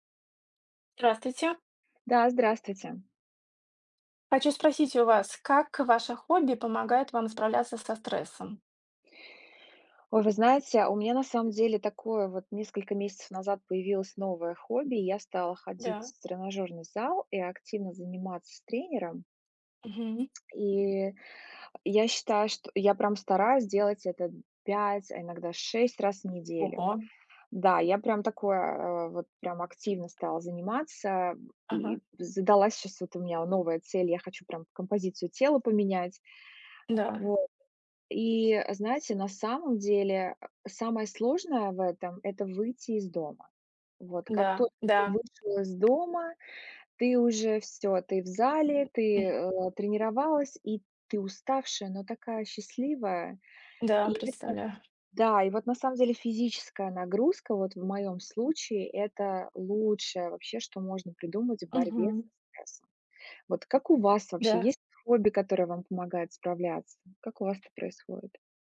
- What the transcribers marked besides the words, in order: tapping; other background noise
- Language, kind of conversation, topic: Russian, unstructured, Как хобби помогает тебе справляться со стрессом?